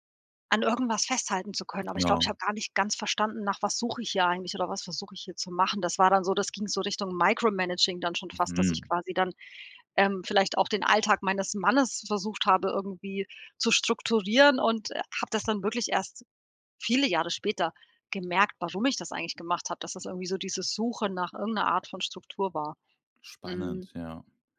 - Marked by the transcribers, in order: in English: "Micro Managing"; other background noise
- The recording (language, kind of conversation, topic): German, podcast, Wie sieht deine Morgenroutine eigentlich aus, mal ehrlich?